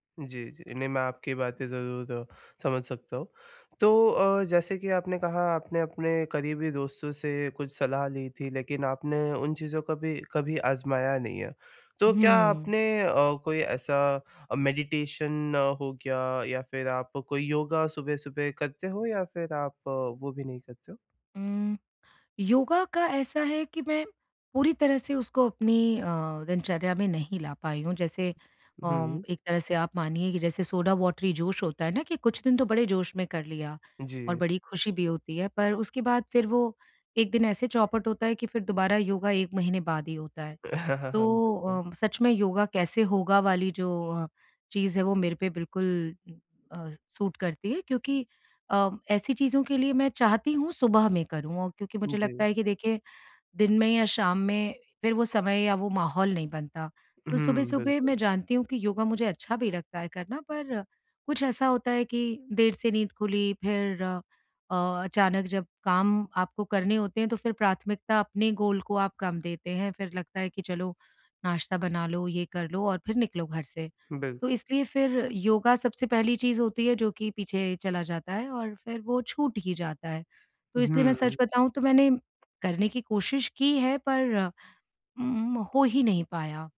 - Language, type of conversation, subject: Hindi, advice, लंबे समय तक ध्यान बनाए रखना
- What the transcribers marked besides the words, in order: in English: "मेडिटेशन"; tapping; other background noise; chuckle; in English: "सूट"; in English: "गोल"